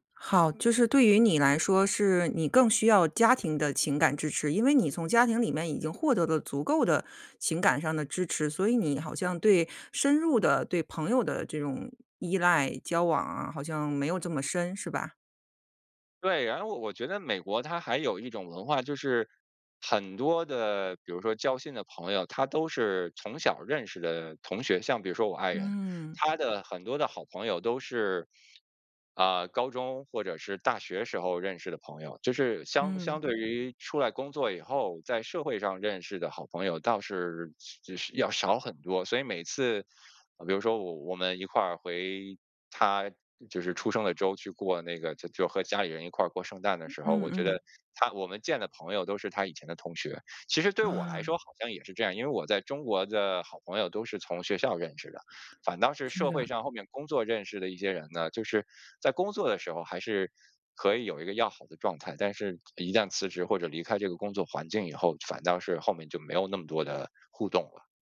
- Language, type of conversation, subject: Chinese, podcast, 如何建立新的朋友圈？
- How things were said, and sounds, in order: "了" said as "的"; other background noise